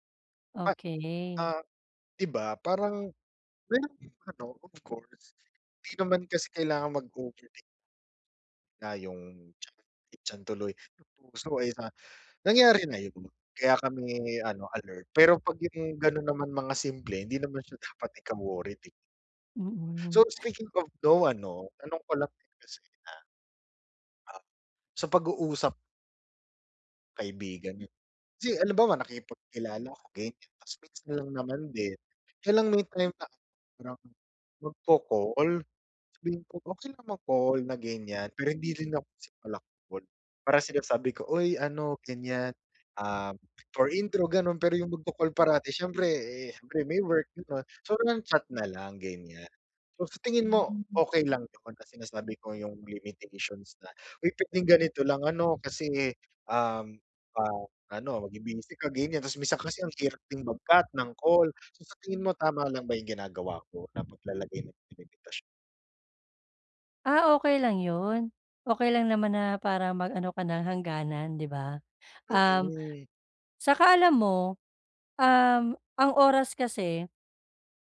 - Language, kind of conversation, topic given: Filipino, advice, Paano ko mapoprotektahan ang personal kong oras mula sa iba?
- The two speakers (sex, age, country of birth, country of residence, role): female, 35-39, Philippines, Philippines, advisor; male, 35-39, Philippines, Philippines, user
- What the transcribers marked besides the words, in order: other background noise